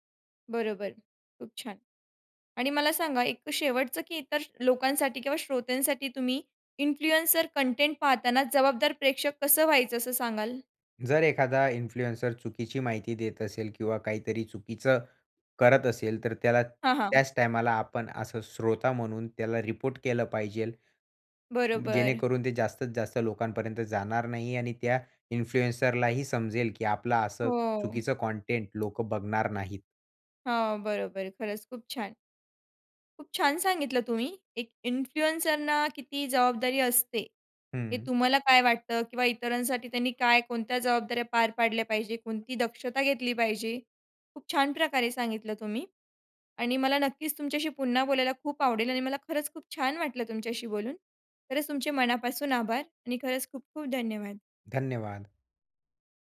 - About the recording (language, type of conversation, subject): Marathi, podcast, इन्फ्लुएन्सर्सकडे त्यांच्या कंटेंटबाबत कितपत जबाबदारी असावी असं तुम्हाला वाटतं?
- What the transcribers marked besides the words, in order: other noise; in English: "इन्फ्लुएन्सर"; in English: "इन्फ्लुएन्सर"; tapping; in English: "इन्फ्लुएन्सरला"; in English: "इन्फ्लुएन्सरला"